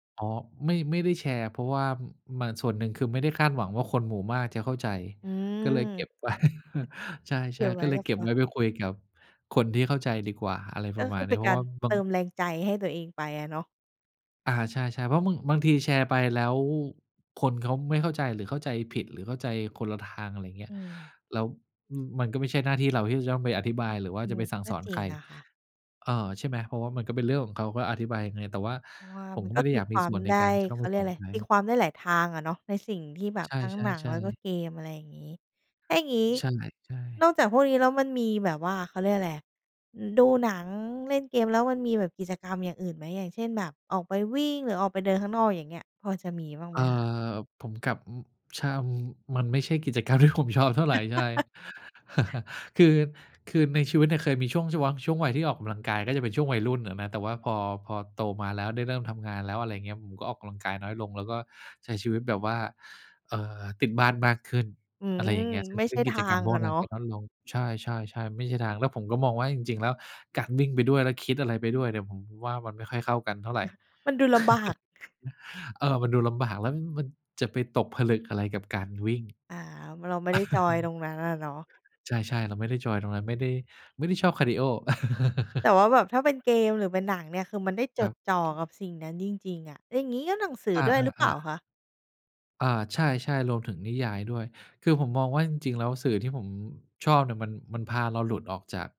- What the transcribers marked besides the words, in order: laughing while speaking: "ไว้"; chuckle; other background noise; laughing while speaking: "ผม"; chuckle; laugh; tapping; chuckle; chuckle; chuckle; chuckle
- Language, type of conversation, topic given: Thai, podcast, คุณมักได้แรงบันดาลใจมาจากที่ไหน?